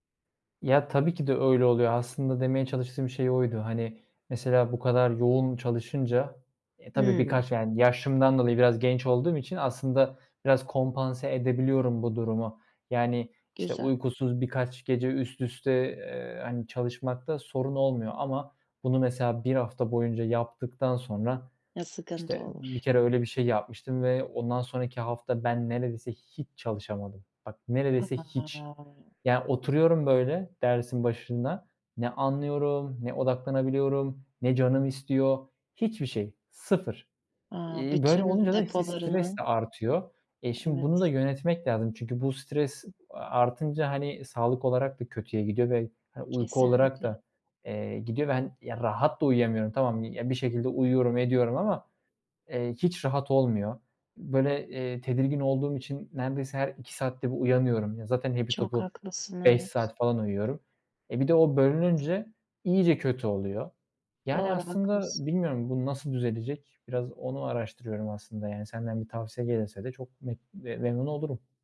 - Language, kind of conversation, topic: Turkish, advice, Gün içindeki stresi azaltıp gece daha rahat uykuya nasıl geçebilirim?
- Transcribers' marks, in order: tapping; drawn out: "A"; stressed: "hiç"; other background noise; unintelligible speech